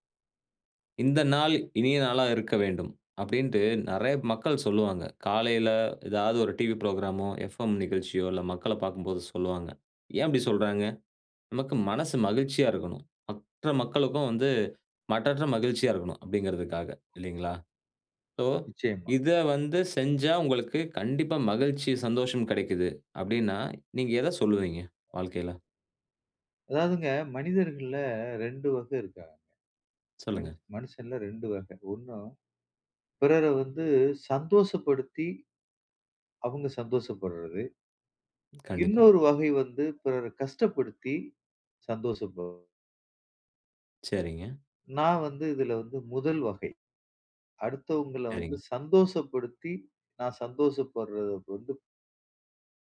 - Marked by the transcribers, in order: in English: "புரோகிராம்மோ"; "வகை" said as "வகு"
- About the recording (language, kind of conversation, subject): Tamil, podcast, இதைச் செய்வதால் உங்களுக்கு என்ன மகிழ்ச்சி கிடைக்கிறது?